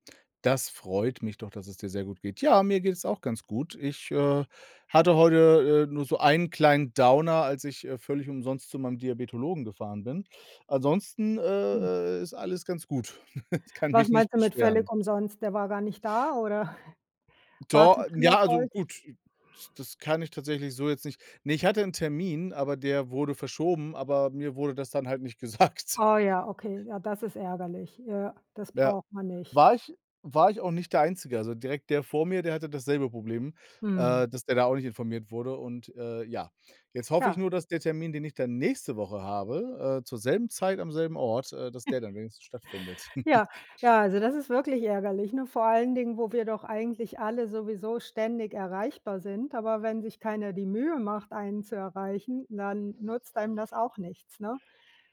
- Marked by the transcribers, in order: in English: "Downer"; chuckle; snort; laughing while speaking: "gesagt"; chuckle
- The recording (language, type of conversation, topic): German, unstructured, Was ärgert dich an der ständigen Erreichbarkeit?